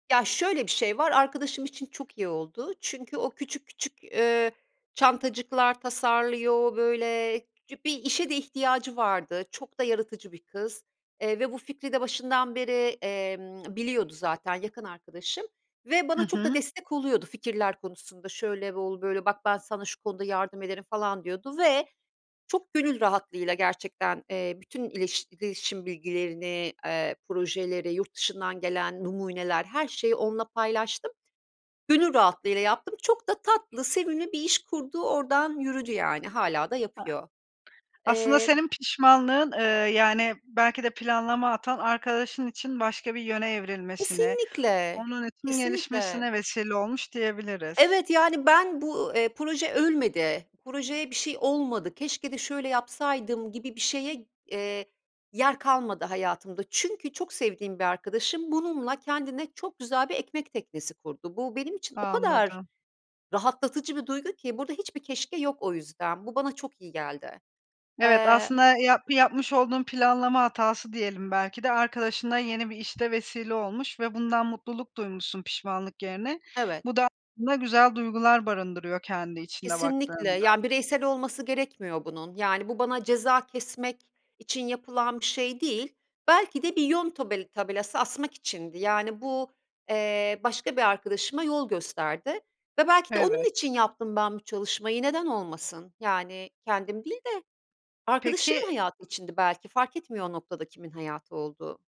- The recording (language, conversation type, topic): Turkish, podcast, Pişmanlıklarını geleceğe yatırım yapmak için nasıl kullanırsın?
- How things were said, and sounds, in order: unintelligible speech; other background noise